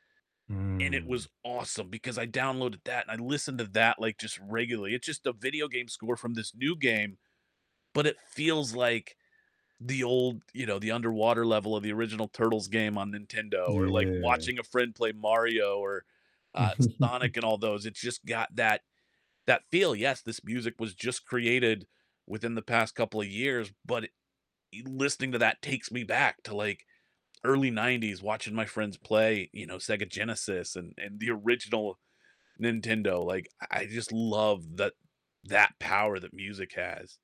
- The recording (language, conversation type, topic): English, unstructured, What song instantly takes you back to a happy time?
- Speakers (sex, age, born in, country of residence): male, 30-34, United States, United States; male, 45-49, United States, United States
- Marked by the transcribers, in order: distorted speech; stressed: "awesome"; static; chuckle